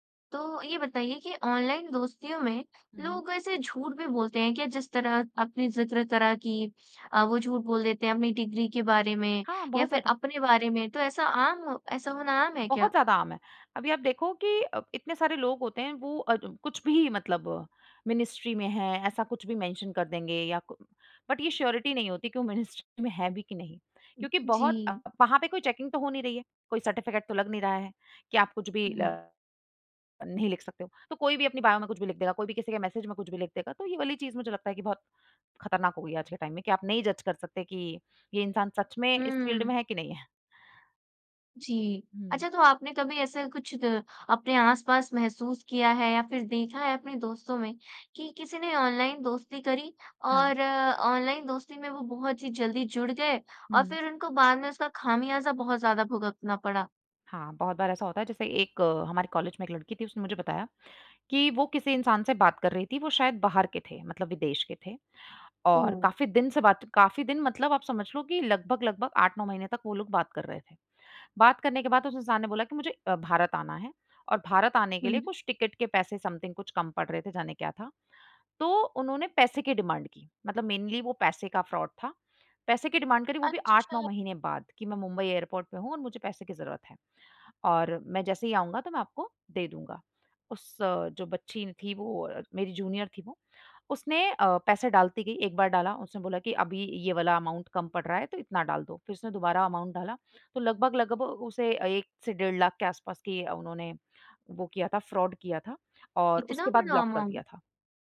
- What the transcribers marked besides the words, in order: in English: "मिनिस्ट्री"; in English: "मेंशन"; in English: "बट"; in English: "श्योरिटी"; in English: "मिनिस्ट्री"; in English: "चेकिंग"; in English: "सर्टिफ़िकेट"; in English: "बायो"; in English: "टाइम"; in English: "जज"; in English: "फ़ील्ड"; in English: "समथिंग"; in English: "डिमांड"; in English: "मेनली"; in English: "फ्रॉड"; in English: "डिमांड"; in English: "जूनियर"; in English: "अमाउंट"; in English: "अमाउंट"; in English: "फ्रॉड"; in English: "ब्लॉक"; in English: "अमाउंट"
- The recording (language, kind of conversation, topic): Hindi, podcast, ऑनलाइन दोस्तों और असली दोस्तों में क्या फर्क लगता है?